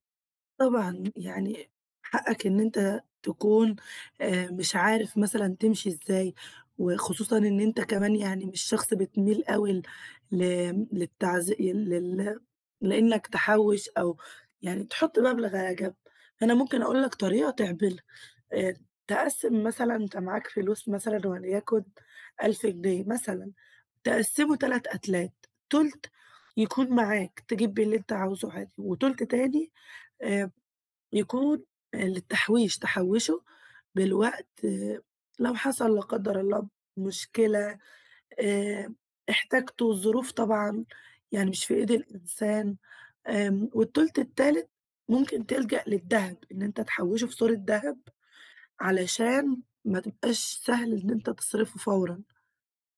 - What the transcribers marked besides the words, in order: none
- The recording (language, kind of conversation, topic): Arabic, advice, إزاي أقلّل من شراء حاجات مش محتاجها؟